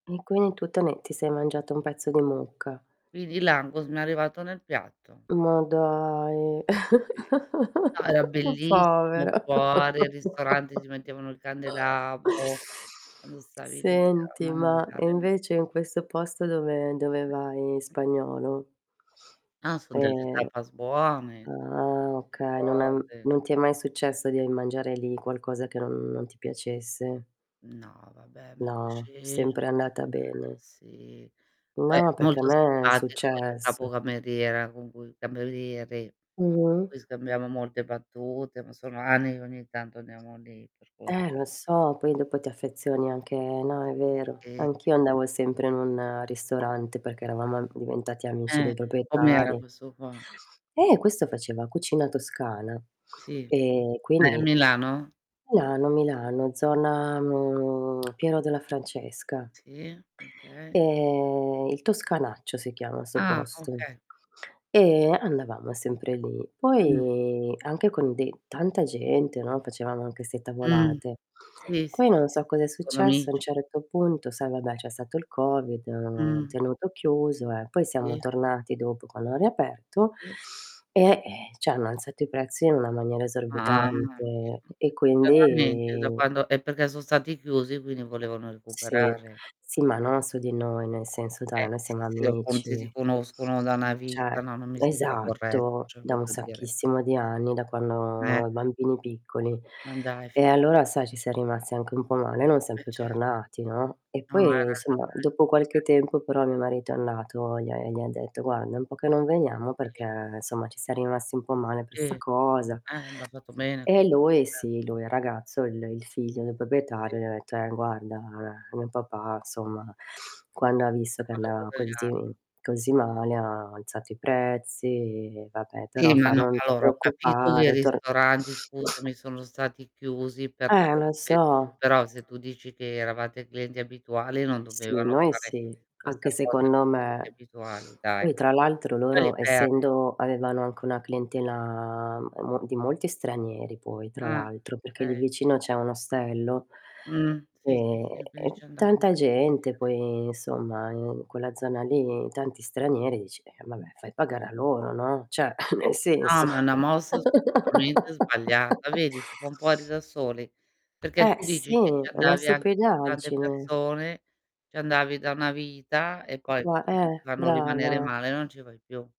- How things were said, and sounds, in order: unintelligible speech; unintelligible speech; distorted speech; chuckle; chuckle; other background noise; unintelligible speech; unintelligible speech; "cioè" said as "ceh"; tapping; static; "proprietari" said as "propietari"; "cioè" said as "ceh"; drawn out: "quindi"; "Cioè" said as "ceh"; unintelligible speech; "cioè" said as "ceh"; "insomma" said as "nsomma"; "proprietario" said as "propietario"; "insomma" said as "nsomma"; unintelligible speech; sneeze; unintelligible speech; "insomma" said as "isomma"; "cioè" said as "ceh"; chuckle; background speech; laughing while speaking: "senso"; laugh; unintelligible speech
- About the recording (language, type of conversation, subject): Italian, unstructured, Come hai scoperto il tuo ristorante preferito?